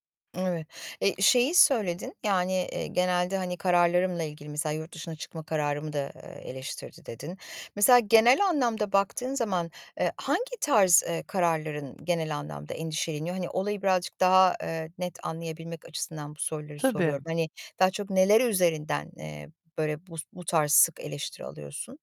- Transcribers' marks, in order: other background noise
- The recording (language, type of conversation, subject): Turkish, advice, Aile üyelerimin hayat seçimlerimi sürekli eleştirmesiyle nasıl başa çıkabilirim?